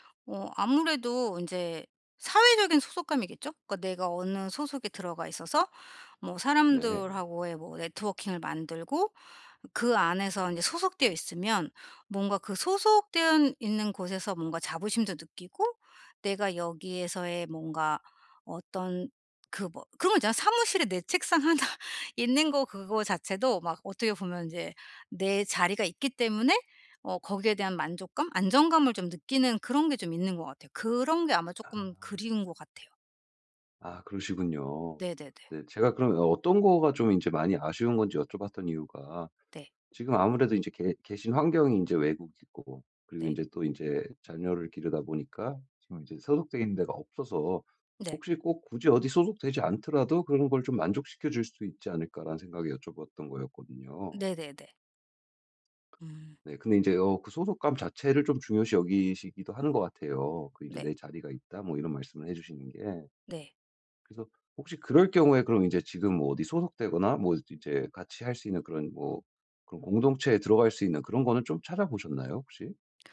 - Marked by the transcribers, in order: in English: "네트워킹을"; laughing while speaking: "하나"; tapping; other background noise
- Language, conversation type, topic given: Korean, advice, 소속감을 잃지 않으면서도 제 개성을 어떻게 지킬 수 있을까요?